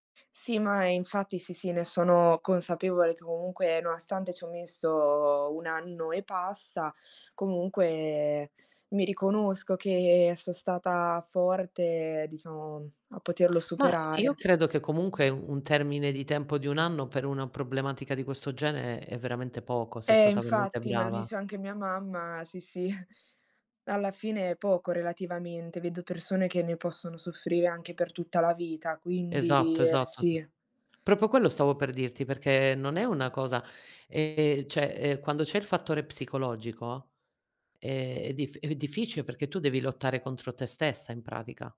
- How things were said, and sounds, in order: other background noise; chuckle; "Proprio" said as "propio"; "cioè" said as "ceh"
- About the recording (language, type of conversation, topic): Italian, unstructured, Hai mai vissuto un’esperienza che ti ha cambiato profondamente?